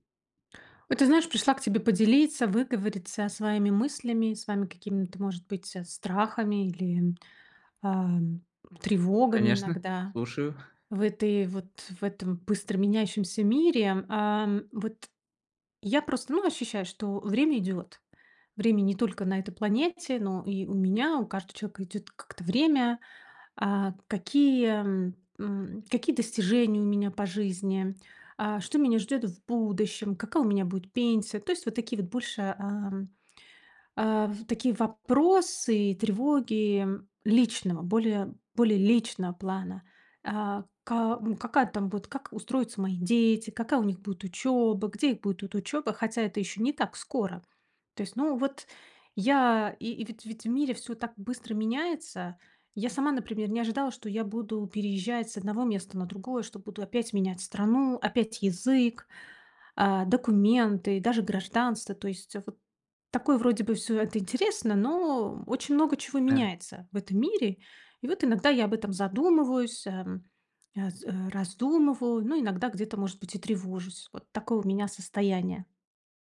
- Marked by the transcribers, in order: none
- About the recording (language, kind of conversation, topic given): Russian, advice, Как мне справиться с неопределённостью в быстро меняющемся мире?